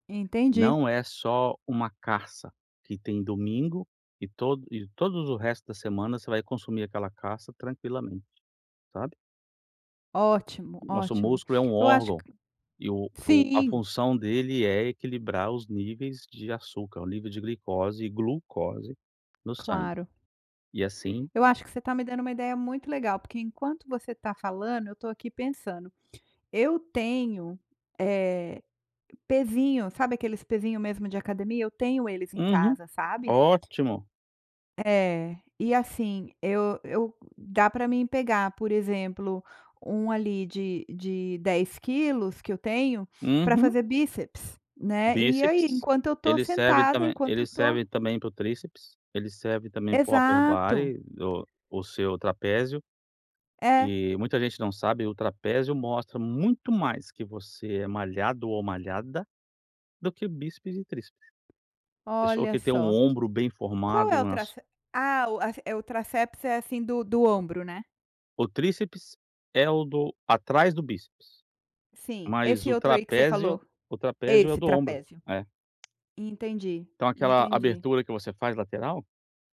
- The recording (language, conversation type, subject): Portuguese, advice, Como manter a motivação para treinar a longo prazo?
- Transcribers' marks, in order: tapping; in English: "upperbody"; "tríceps" said as "tracéps"; other noise